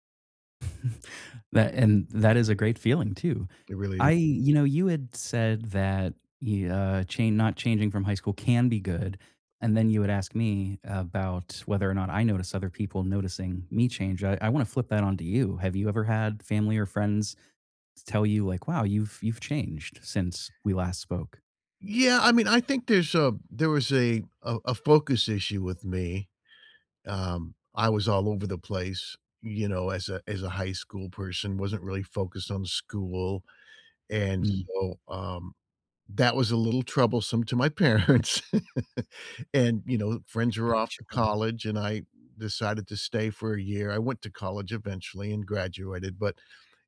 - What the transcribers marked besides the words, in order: chuckle; laughing while speaking: "parents"; chuckle; chuckle
- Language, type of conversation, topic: English, unstructured, How can I reconnect with someone I lost touch with and miss?